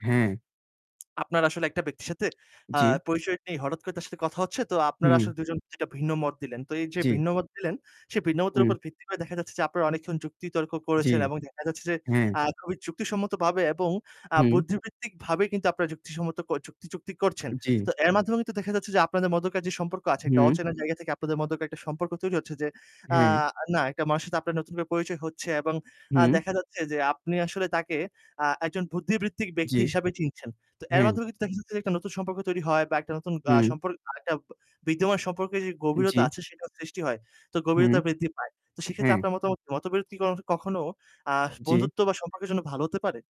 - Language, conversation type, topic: Bengali, unstructured, কোনো মতবিরোধ হলে আপনি সাধারণত কী করেন?
- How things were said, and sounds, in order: tapping; other background noise; unintelligible speech